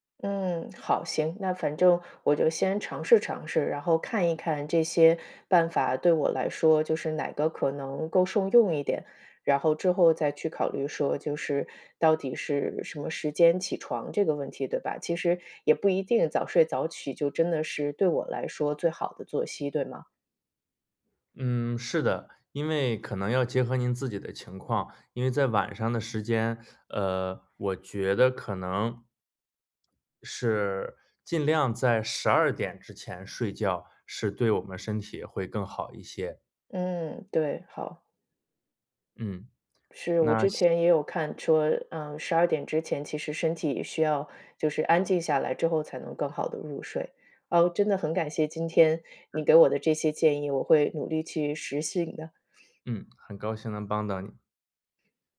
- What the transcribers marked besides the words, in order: teeth sucking; "实行" said as "实性"; sniff
- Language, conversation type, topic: Chinese, advice, 为什么我很难坚持早睡早起的作息？